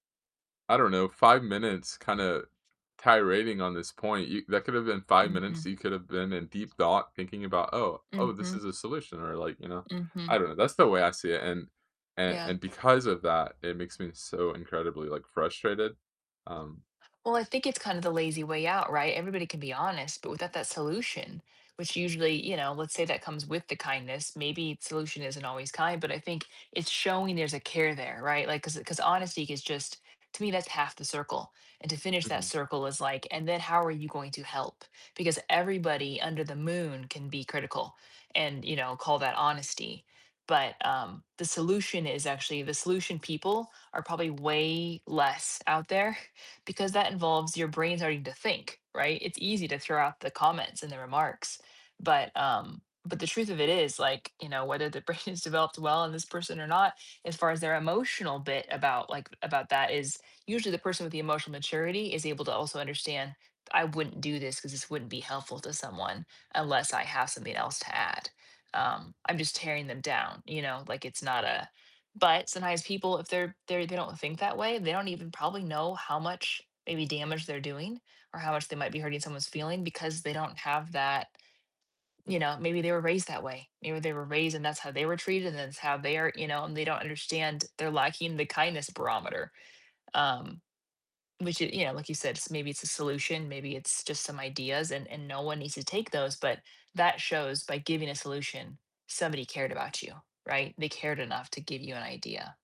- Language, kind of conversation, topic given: English, unstructured, How do you balance honesty and kindness?
- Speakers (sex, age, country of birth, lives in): female, 40-44, United States, United States; male, 25-29, Latvia, United States
- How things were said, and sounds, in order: background speech; distorted speech; other background noise; laughing while speaking: "brain"